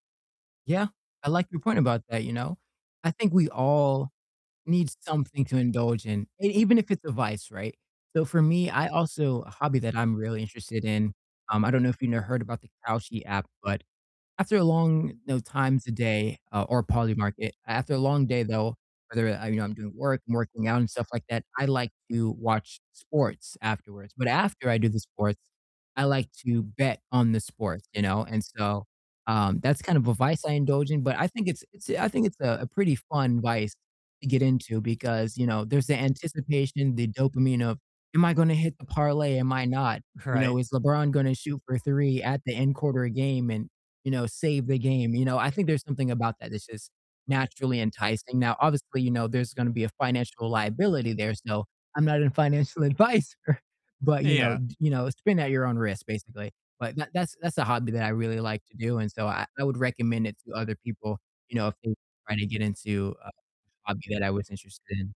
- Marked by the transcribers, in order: static; laughing while speaking: "Right"; laughing while speaking: "financial advisor"; distorted speech
- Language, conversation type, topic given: English, unstructured, How do you convince someone to try a new hobby?